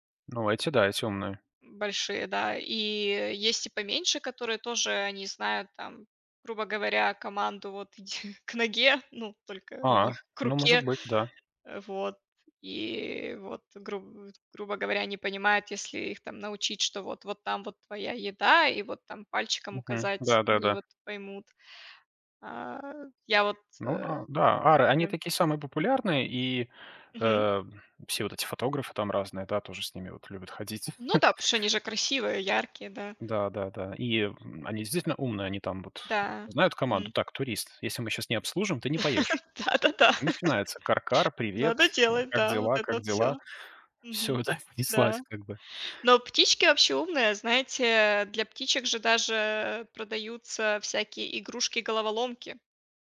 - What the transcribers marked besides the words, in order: laughing while speaking: "иди"; chuckle; chuckle; laughing while speaking: "Да-да-да"; chuckle
- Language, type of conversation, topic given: Russian, unstructured, Какие животные тебе кажутся самыми умными и почему?